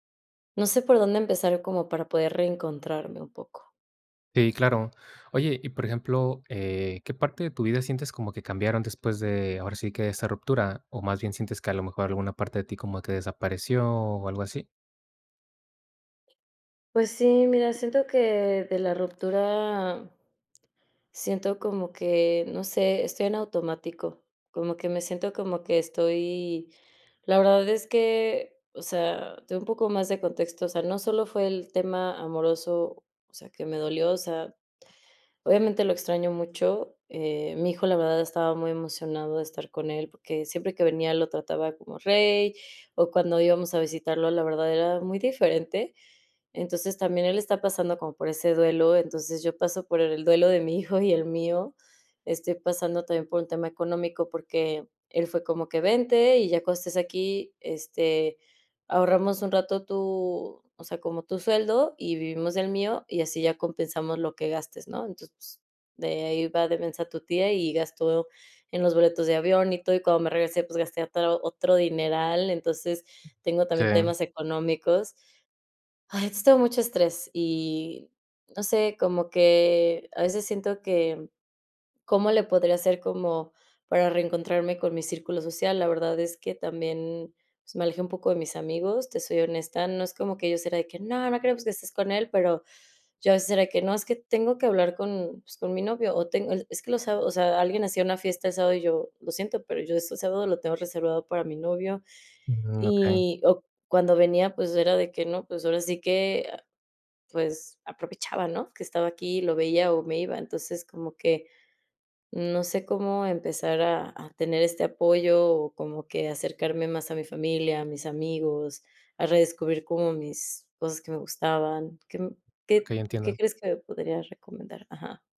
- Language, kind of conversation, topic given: Spanish, advice, ¿Cómo puedo recuperar mi identidad tras una ruptura larga?
- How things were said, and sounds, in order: tapping; other background noise